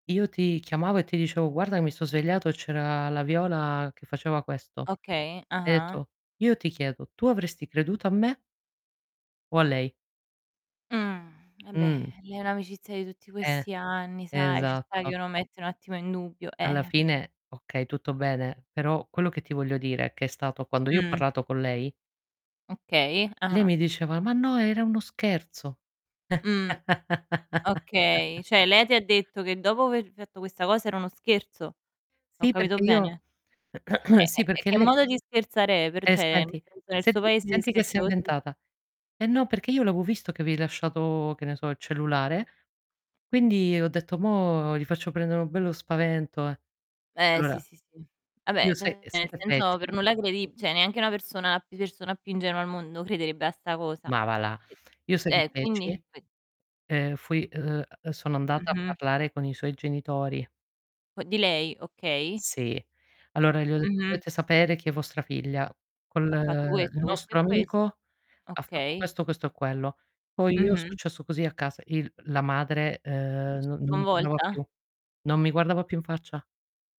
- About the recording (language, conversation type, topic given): Italian, unstructured, Hai mai vissuto un’esperienza che ti ha fatto vedere la vita in modo diverso?
- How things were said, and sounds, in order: distorted speech; "Cioè" said as "ceh"; chuckle; "fatto" said as "fietto"; static; throat clearing; "cioè" said as "ceh"; unintelligible speech; "l'avevo" said as "aveo"; "Allora" said as "lora"; "cioè" said as "ceh"; other background noise; "cioè" said as "ceh"